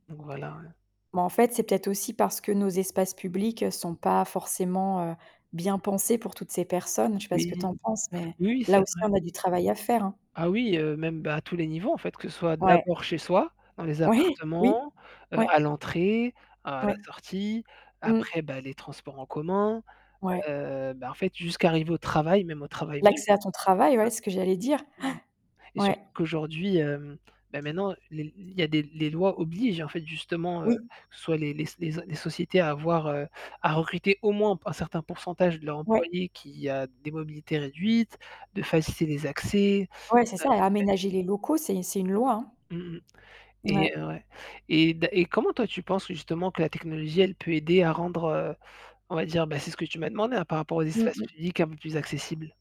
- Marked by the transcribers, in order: static; distorted speech; other background noise; unintelligible speech; gasp; tapping
- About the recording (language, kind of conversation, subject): French, unstructured, Comment la technologie peut-elle aider les personnes en situation de handicap ?